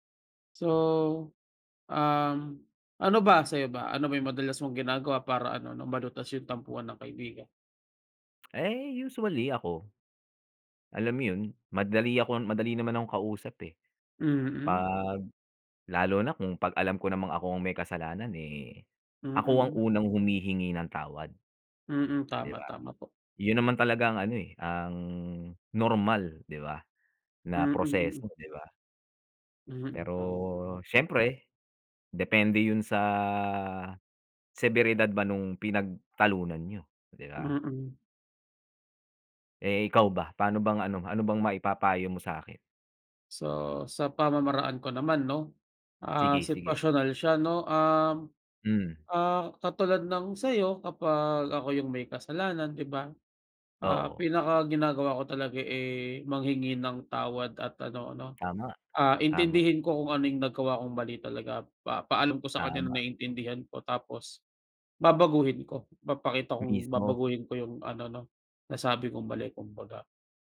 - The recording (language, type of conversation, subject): Filipino, unstructured, Paano mo nilulutas ang mga tampuhan ninyo ng kaibigan mo?
- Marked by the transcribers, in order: none